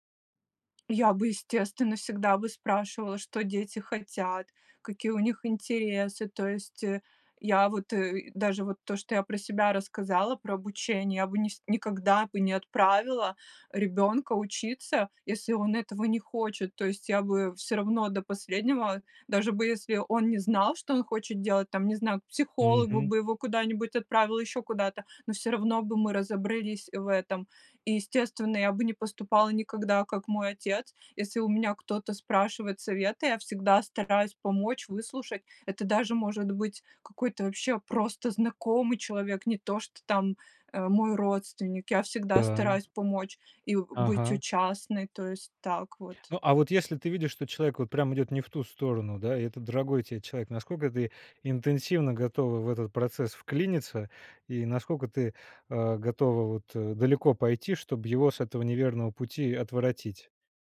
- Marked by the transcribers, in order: tapping
- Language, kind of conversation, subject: Russian, podcast, Что делать, когда семейные ожидания расходятся с вашими мечтами?